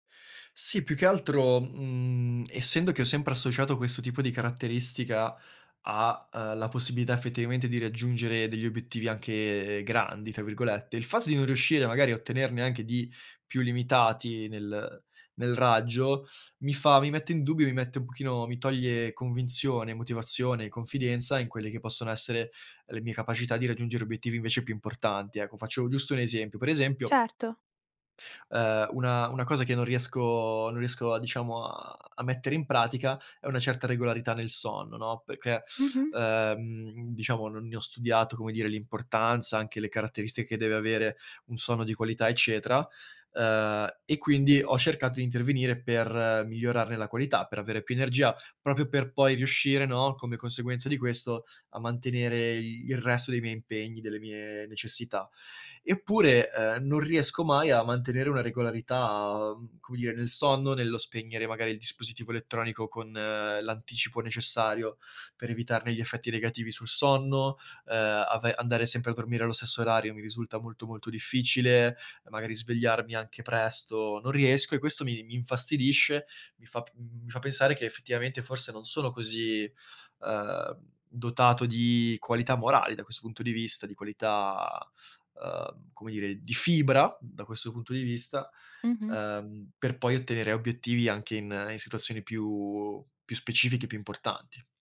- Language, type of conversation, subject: Italian, advice, Come posso costruire abitudini quotidiane che riflettano davvero chi sono e i miei valori?
- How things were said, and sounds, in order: "proprio" said as "propio"